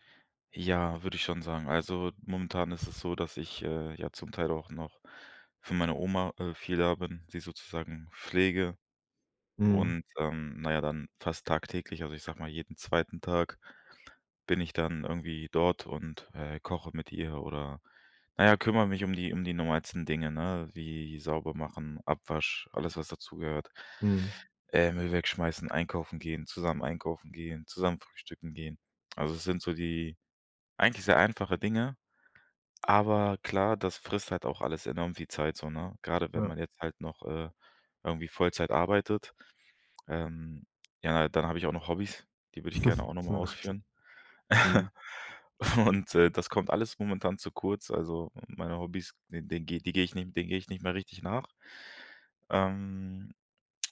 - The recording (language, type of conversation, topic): German, advice, Wie kann ich nach der Trennung gesunde Grenzen setzen und Selbstfürsorge in meinen Alltag integrieren?
- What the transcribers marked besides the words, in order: chuckle; chuckle; laughing while speaking: "Und"